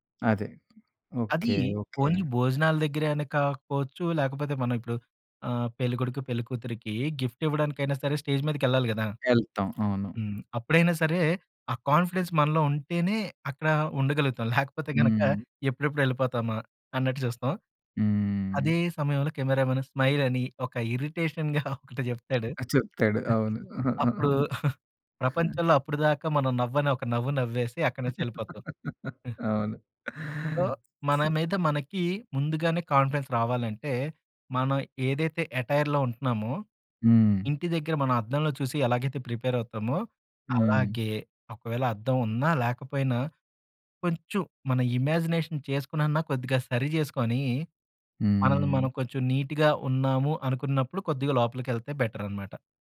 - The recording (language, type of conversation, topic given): Telugu, podcast, కెమెరా ముందు ఆత్మవిశ్వాసంగా కనిపించేందుకు సులభమైన చిట్కాలు ఏమిటి?
- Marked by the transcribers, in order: other background noise; in English: "ఓన్లీ"; in English: "గిఫ్ట్"; in English: "స్టేజ్"; tapping; in English: "కాన్ఫిడెన్స్"; chuckle; in English: "కెమెరామెన్ స్మైల్"; in English: "ఇరిటెషన్‌గా"; laughing while speaking: "ఒకటి చెప్తాడు"; other noise; chuckle; laugh; in English: "సో"; in English: "కాన్ఫిడెన్స్"; in English: "యటైర్‌లో"; in English: "ప్రిపేర్"; in English: "ఇమాజినేషన్"; in English: "నీట్‌గా"